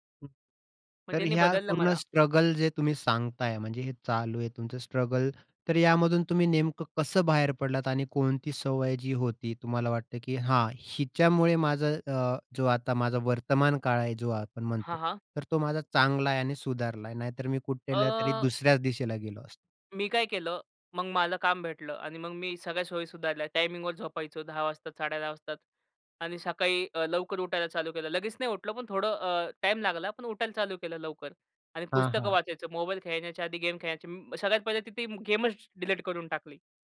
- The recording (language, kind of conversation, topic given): Marathi, podcast, कुठल्या सवयी बदलल्यामुळे तुमचं आयुष्य सुधारलं, सांगाल का?
- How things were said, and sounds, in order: none